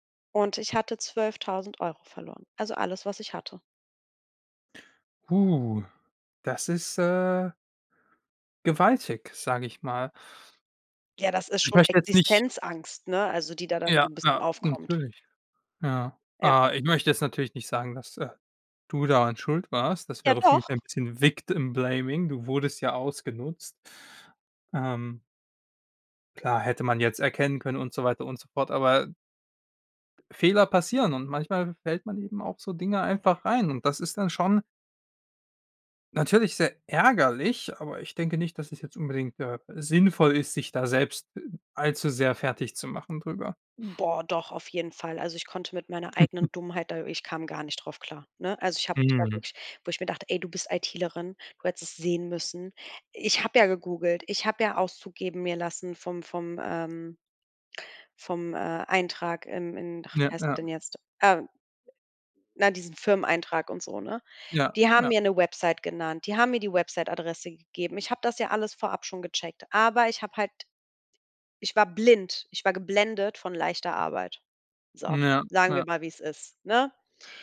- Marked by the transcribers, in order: drawn out: "Puh"; in English: "Victim-Blaming"; stressed: "ärgerlich"; other noise; chuckle; drawn out: "Mhm"
- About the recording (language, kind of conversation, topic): German, podcast, Was hilft dir, nach einem Fehltritt wieder klarzukommen?